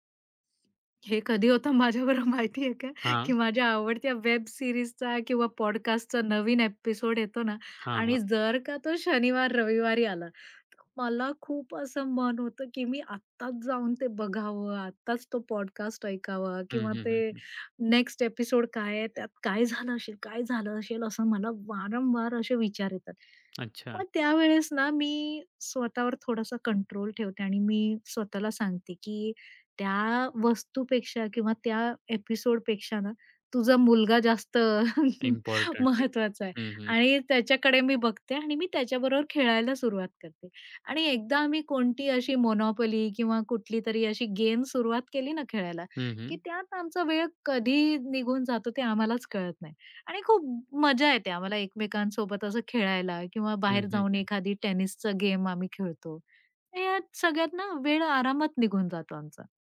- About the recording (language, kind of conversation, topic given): Marathi, podcast, डिजिटल डिटॉक्स कसा सुरू करावा?
- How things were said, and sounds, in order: other background noise; laughing while speaking: "माझ्याबरोबर माहितीये का, की माझ्या आवडत्या"; tapping; in English: "वेब सीरीजचा"; in English: "पॉडकास्टचा"; in English: "ॲपिसोड"; in English: "पॉडकास्ट"; in English: "ॲपिसोड"; in English: "ॲपिसोड"; laughing while speaking: "अ"; chuckle; in English: "मोनोपोली"; in English: "टेनिसच"